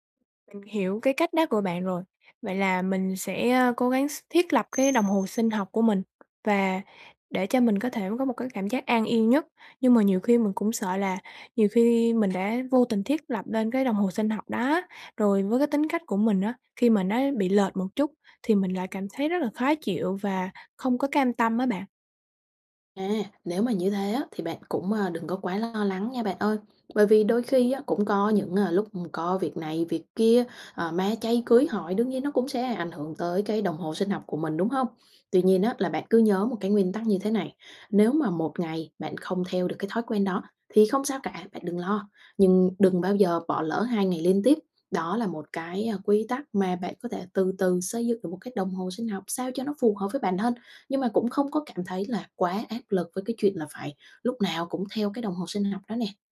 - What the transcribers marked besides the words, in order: tapping; other background noise
- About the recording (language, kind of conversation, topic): Vietnamese, advice, Làm sao để không còn cảm thấy vội vàng và thiếu thời gian vào mỗi buổi sáng?